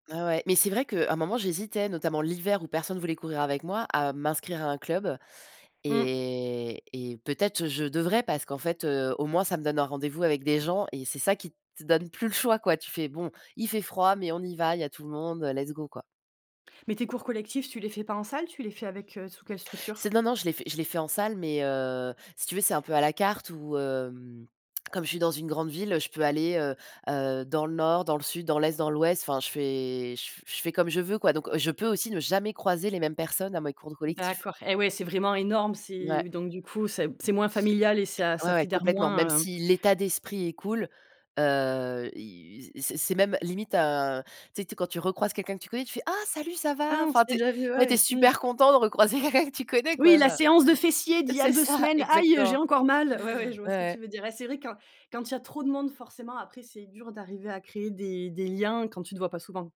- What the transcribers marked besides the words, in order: drawn out: "et"; in English: "let's go"; lip smack; tapping; put-on voice: "Ah salut, ça va ?"; laughing while speaking: "quelqu'un que tu connais, quoi, enfin. C'est ça, exactement"; put-on voice: "Oui la séance de fessiers … j'ai encore mal"
- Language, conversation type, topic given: French, unstructured, Quel sport te procure le plus de joie quand tu le pratiques ?